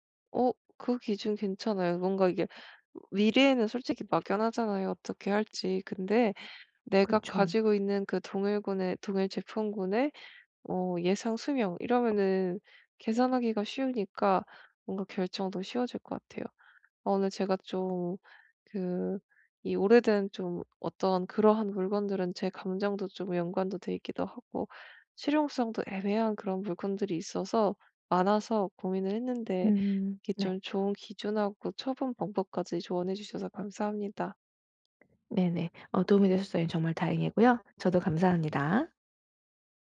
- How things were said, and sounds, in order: tapping
- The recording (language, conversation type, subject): Korean, advice, 감정이 담긴 오래된 물건들을 이번에 어떻게 정리하면 좋을까요?